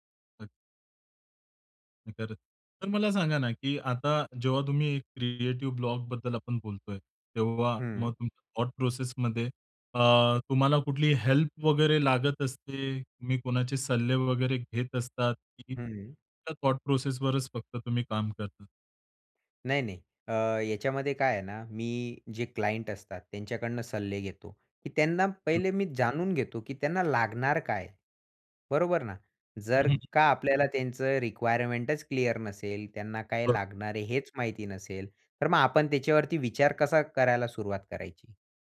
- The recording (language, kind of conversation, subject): Marathi, podcast, सर्जनशील अडथळा आला तर तुम्ही सुरुवात कशी करता?
- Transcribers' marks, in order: unintelligible speech; in English: "क्रिएटिव्ह ब्लॉकबद्दल"; in English: "थॉट प्रोसेसमध्ये"; in English: "हेल्प"; in English: "थॉट प्रोसेसवरच"; in English: "क्लायंट"; other background noise; in English: "रिक्वायरमेंटच क्लिअर"